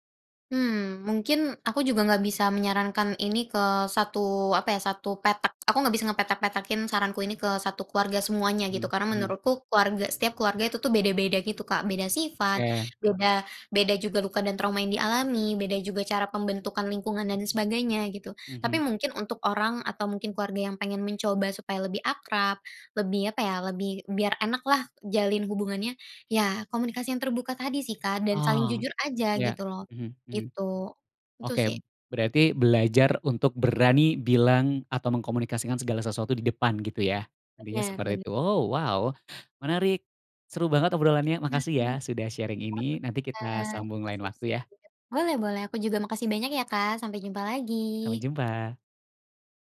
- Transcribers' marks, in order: in English: "sharing"
- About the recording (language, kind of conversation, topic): Indonesian, podcast, Bagaimana cara membangun jembatan antargenerasi dalam keluarga?